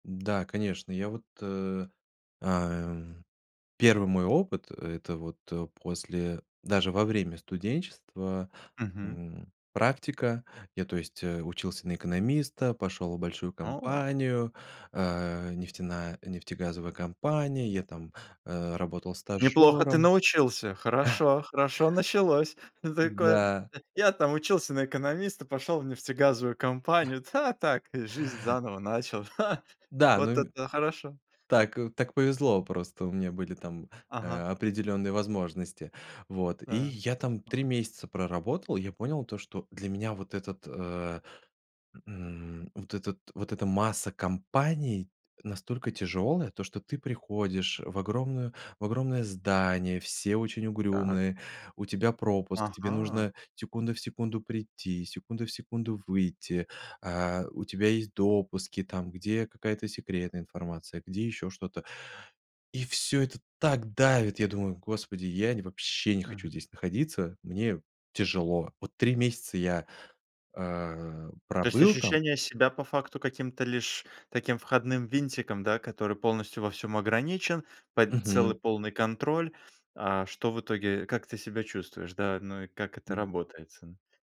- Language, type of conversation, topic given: Russian, podcast, Как перестать бояться начинать всё заново?
- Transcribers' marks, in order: chuckle; laughing while speaking: "Такой"; chuckle; tapping